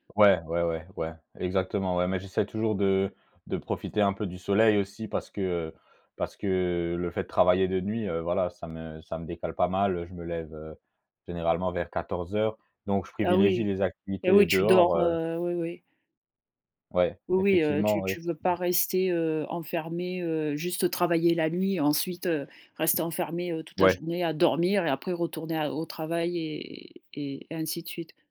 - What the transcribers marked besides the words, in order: unintelligible speech; tapping; stressed: "dormir"
- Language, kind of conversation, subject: French, podcast, Comment arrives-tu à concilier ta passion et ton travail sans craquer ?